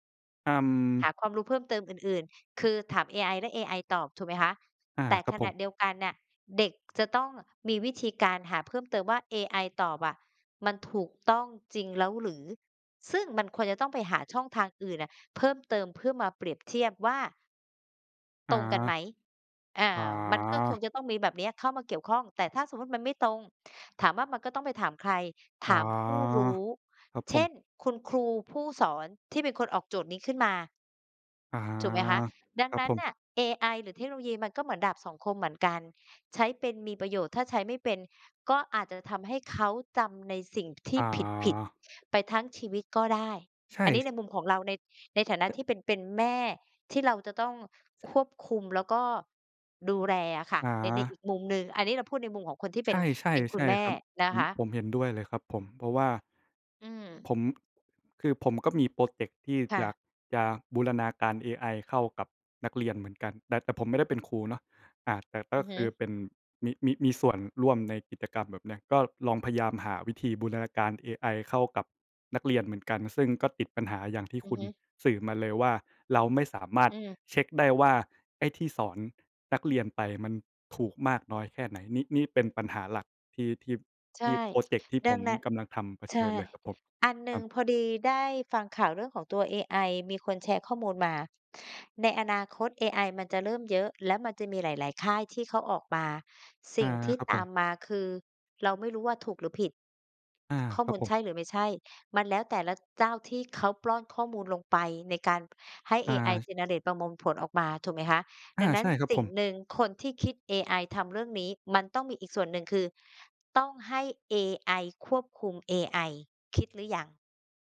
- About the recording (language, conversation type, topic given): Thai, unstructured, คุณคิดว่าอนาคตของการเรียนรู้จะเป็นอย่างไรเมื่อเทคโนโลยีเข้ามามีบทบาทมากขึ้น?
- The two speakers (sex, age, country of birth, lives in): female, 50-54, Thailand, Thailand; male, 25-29, Thailand, Thailand
- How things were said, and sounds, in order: tapping; "พยายาม" said as "พะยาม"; other background noise; in English: "generate"; "ประมวล" said as "ประมม"